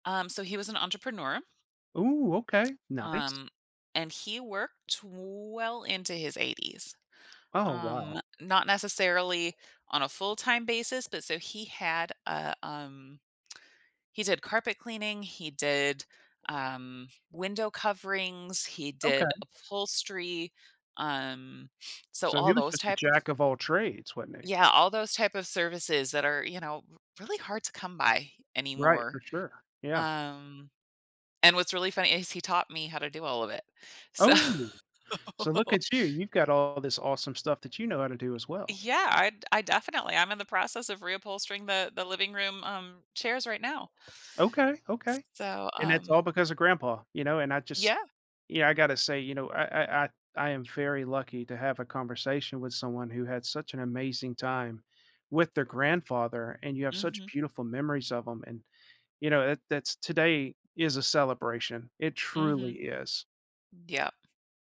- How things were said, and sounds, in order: stressed: "well"; laughing while speaking: "So"; laugh; other background noise; tapping; stressed: "truly"
- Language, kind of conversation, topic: English, advice, How can I cope with the loss of a close family member and find support?
- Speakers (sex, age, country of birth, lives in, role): female, 40-44, United States, United States, user; male, 40-44, United States, United States, advisor